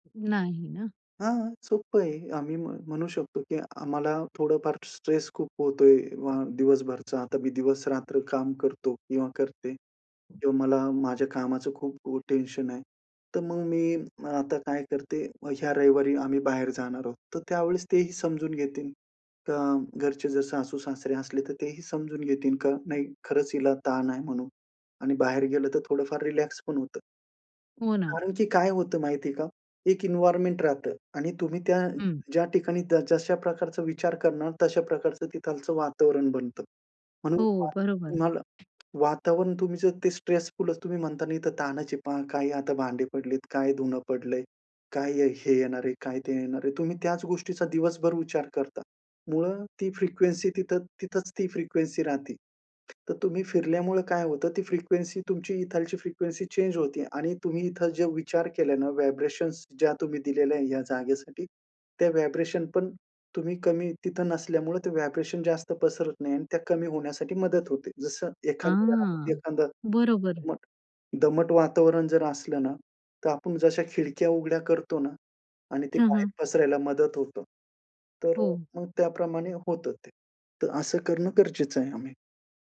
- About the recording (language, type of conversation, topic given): Marathi, podcast, एक व्यस्त दिवसभरात तुम्ही थोडी शांतता कशी मिळवता?
- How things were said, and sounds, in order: other background noise; tapping; in English: "स्ट्रेसफुलच"; in English: "फ्रिक्वेन्सी"; in English: "फ्रिक्वेन्सी"; in English: "फ्रिक्वेन्सी"; "इकडची" said as "इथलची"; in English: "फ्रिक्वेन्सी चेंज"; "इथं" said as "इथंल"; in English: "व्हायब्रेशनस"; in English: "व्हायब्रेशन"; in English: "व्हायब्रेशन"; drawn out: "हां"